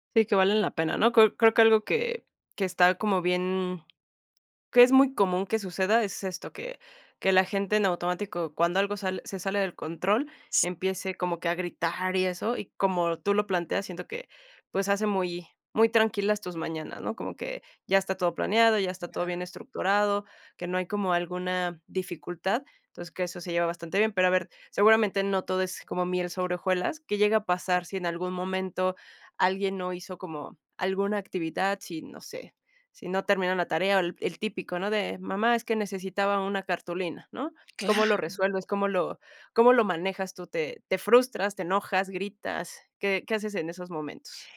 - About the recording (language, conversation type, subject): Spanish, podcast, ¿Cómo manejan las prisas de la mañana con niños?
- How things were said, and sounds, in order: other background noise; other noise